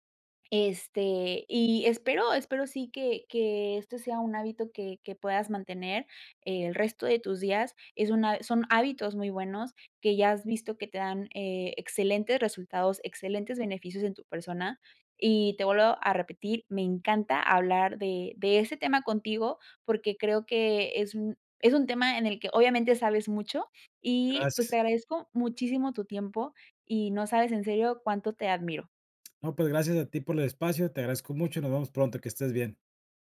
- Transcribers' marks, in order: other noise
- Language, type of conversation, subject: Spanish, podcast, ¿Qué hábito pequeño te ayudó a cambiar para bien?